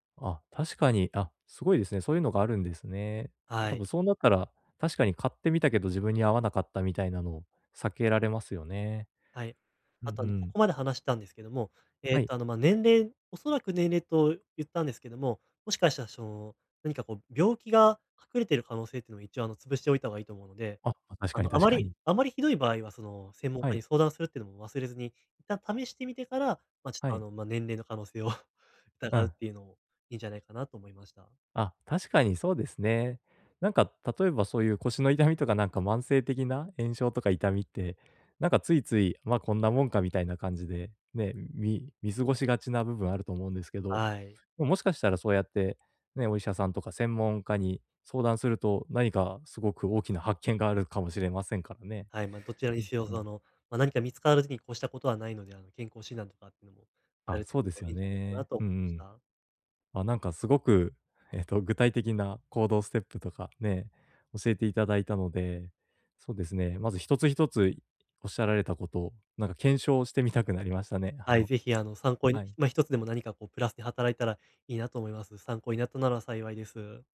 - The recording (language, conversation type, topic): Japanese, advice, 毎日のエネルギー低下が疲れなのか燃え尽きなのか、どのように見分ければよいですか？
- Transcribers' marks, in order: laughing while speaking: "確かに"; laughing while speaking: "可能性を"; laughing while speaking: "腰の痛みとか"; other background noise